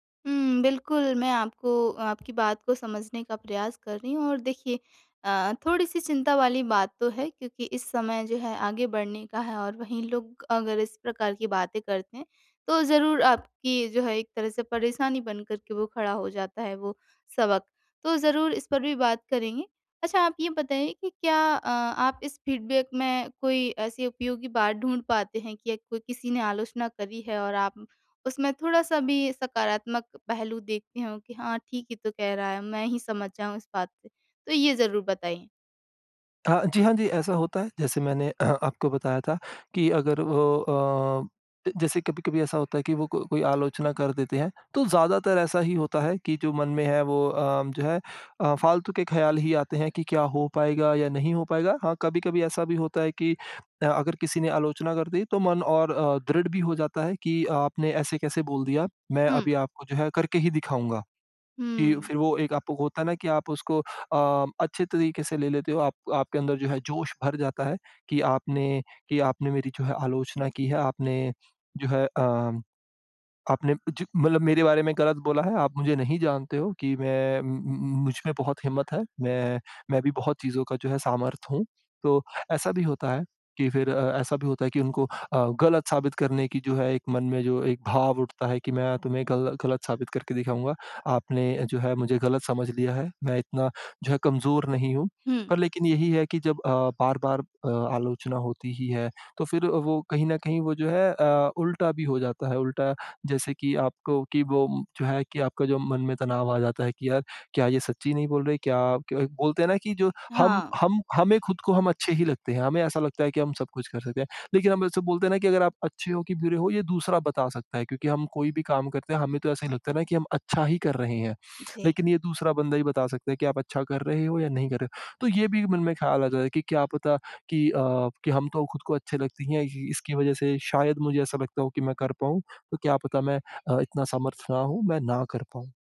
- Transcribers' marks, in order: in English: "फ़ीडबैक"; throat clearing
- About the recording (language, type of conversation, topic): Hindi, advice, विकास के लिए आलोचना स्वीकार करने में मुझे कठिनाई क्यों हो रही है और मैं क्या करूँ?